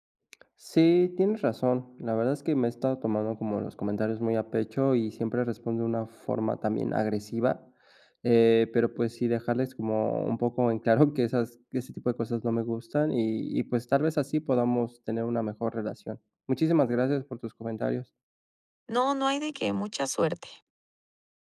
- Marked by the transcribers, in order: laughing while speaking: "claro"
- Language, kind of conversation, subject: Spanish, advice, ¿Cómo puedo mantener la armonía en reuniones familiares pese a claras diferencias de valores?